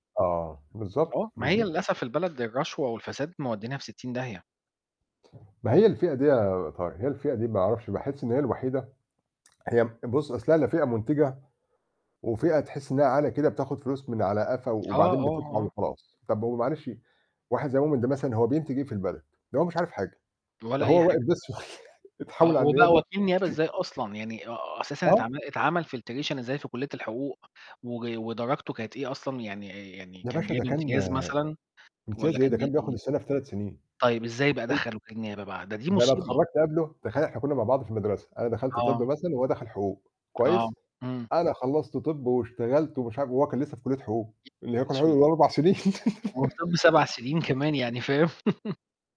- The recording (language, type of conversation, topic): Arabic, unstructured, إزاي نقدر ندعم الناس اللي بيتعرضوا للتمييز في مجتمعنا؟
- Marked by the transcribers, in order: other background noise; unintelligible speech; tapping; chuckle; in English: "filtration"; distorted speech; laugh